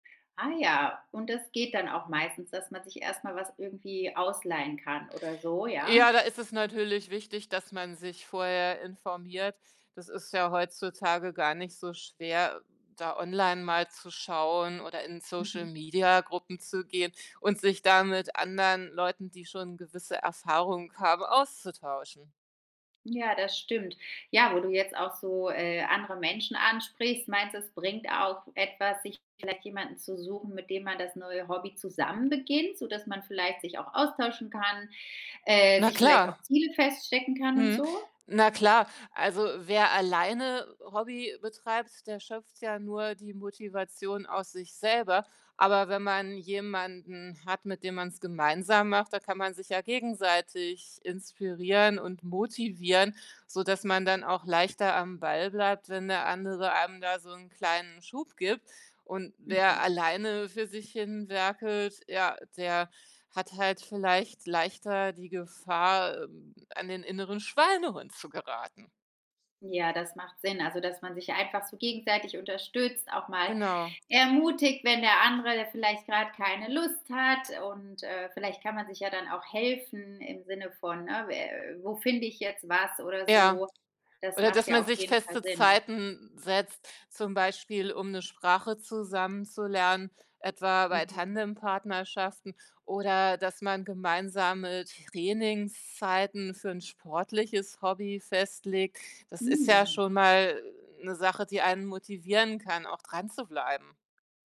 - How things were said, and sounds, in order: tapping; other background noise
- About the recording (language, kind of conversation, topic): German, podcast, Was würdest du jemandem raten, der ein neues Hobby sucht?